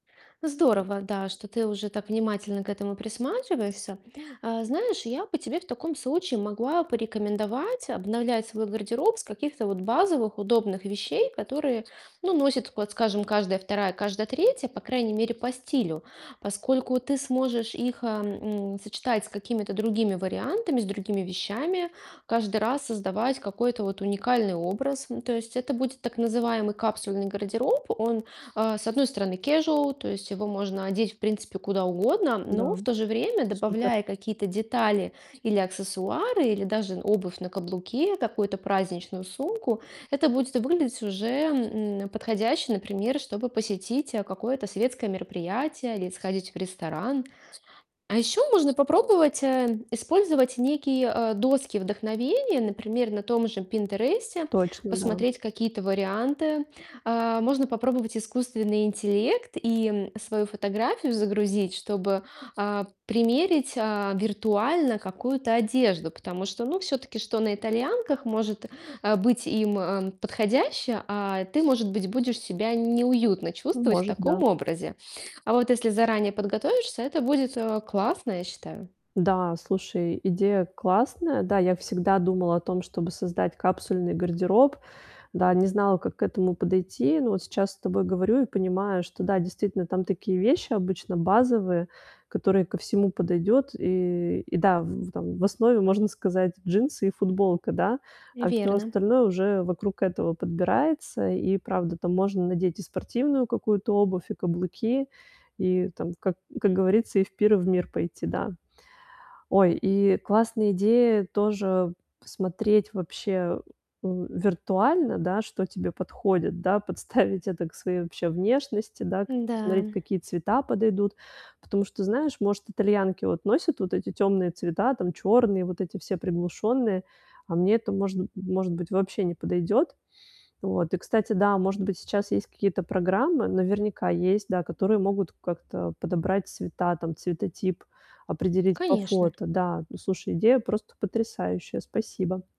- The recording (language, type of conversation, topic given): Russian, advice, Как выбрать одежду и сформировать свой стиль, если вы не уверены в своих вкусах?
- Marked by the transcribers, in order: distorted speech; static; in English: "casual"; tapping; other background noise; laughing while speaking: "Подставить"